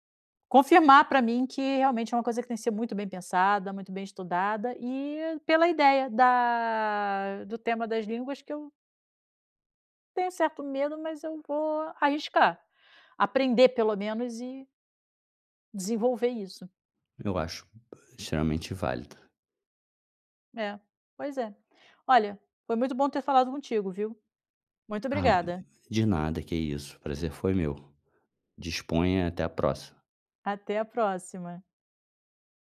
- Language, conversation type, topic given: Portuguese, advice, Como posso trocar de carreira sem garantias?
- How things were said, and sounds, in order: other noise